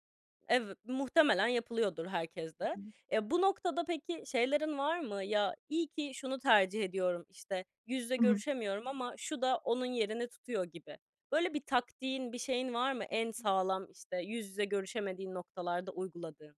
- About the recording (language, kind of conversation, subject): Turkish, podcast, Telefonla mı yoksa yüz yüze mi konuşmayı tercih edersin, neden?
- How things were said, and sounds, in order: none